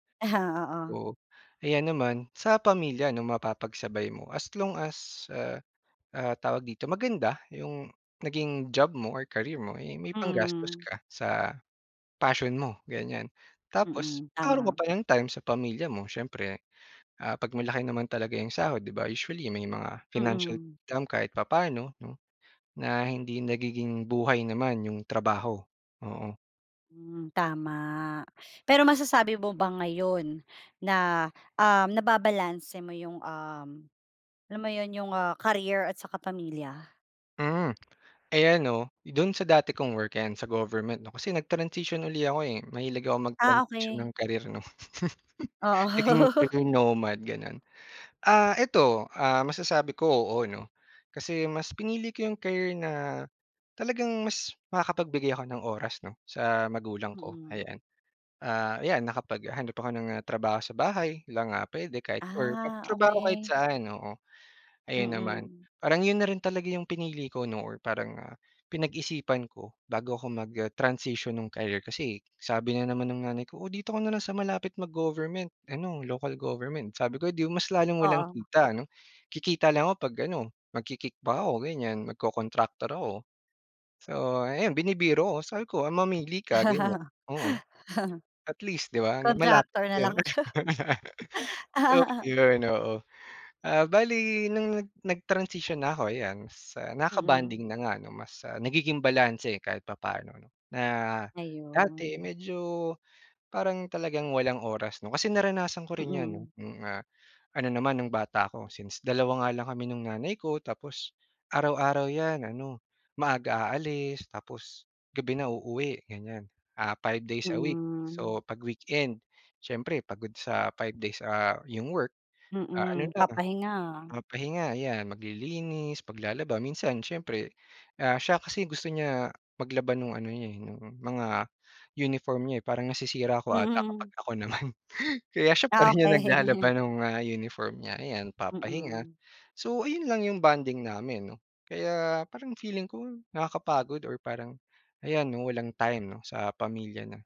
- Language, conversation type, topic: Filipino, podcast, Paano mo napagsabay ang pamilya at paglipat ng karera?
- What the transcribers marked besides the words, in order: chuckle; gasp; gasp; "magkakaro'n" said as "kakaron"; gasp; unintelligible speech; tongue click; chuckle; unintelligible speech; chuckle; chuckle; laughing while speaking: "naman. Kaya siya pa rin yung"; chuckle